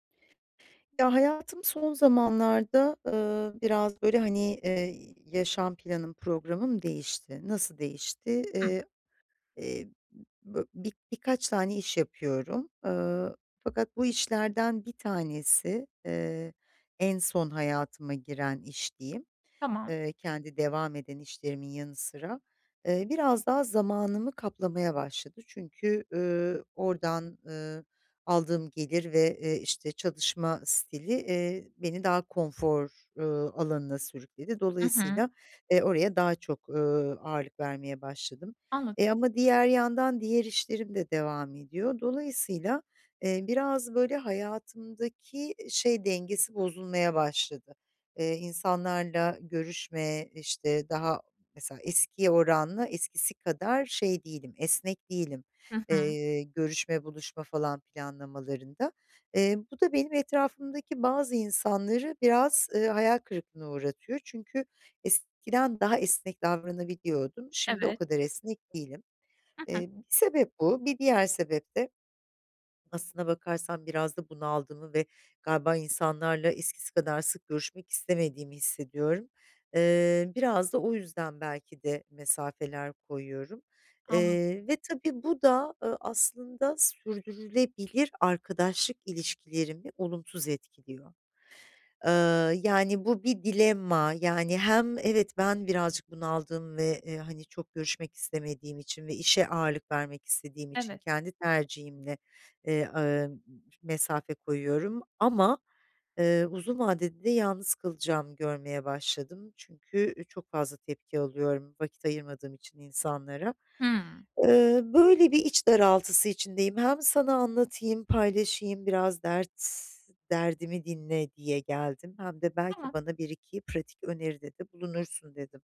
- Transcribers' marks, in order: none
- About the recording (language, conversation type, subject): Turkish, advice, Hayatımda son zamanlarda olan değişiklikler yüzünden arkadaşlarımla aram açılıyor; bunu nasıl dengeleyebilirim?